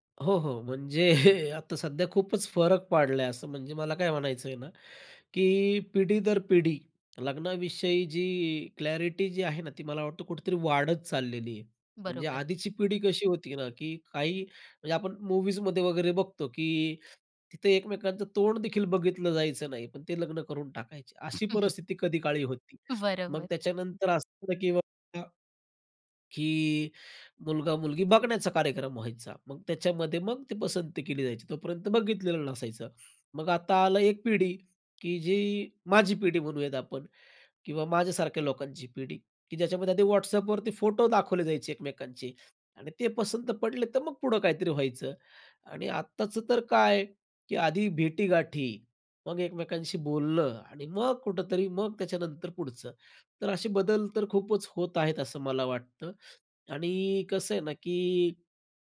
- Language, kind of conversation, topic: Marathi, podcast, लग्नाविषयी पिढ्यांमधील अपेक्षा कशा बदलल्या आहेत?
- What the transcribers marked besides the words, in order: laughing while speaking: "म्हणजे"; in English: "क्लॅरिटी"; unintelligible speech; laughing while speaking: "बरोबर"